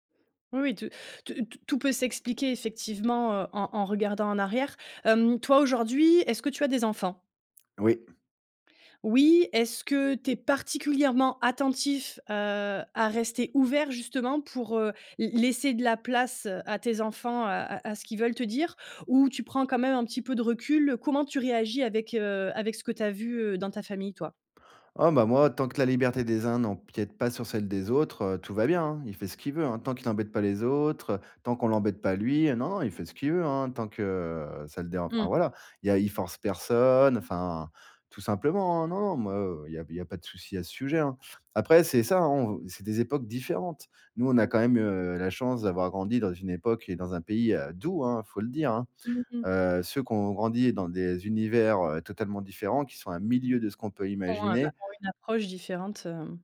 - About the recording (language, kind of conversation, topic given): French, podcast, Comment conciliez-vous les traditions et la liberté individuelle chez vous ?
- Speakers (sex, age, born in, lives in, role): female, 35-39, France, France, host; male, 40-44, France, France, guest
- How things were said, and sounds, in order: other background noise